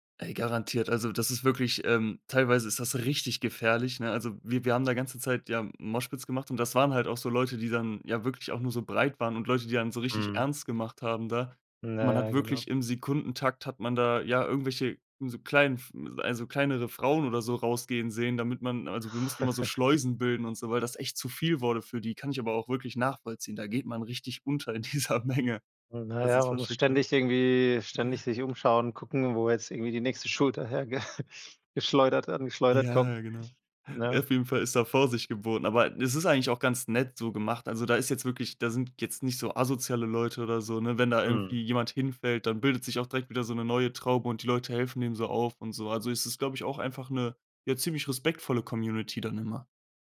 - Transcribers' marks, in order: in English: "Moshpits"; laugh; laughing while speaking: "dieser Menge"; laughing while speaking: "herge"; drawn out: "Ja"; other background noise
- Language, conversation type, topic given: German, podcast, Was macht für dich ein großartiges Live-Konzert aus?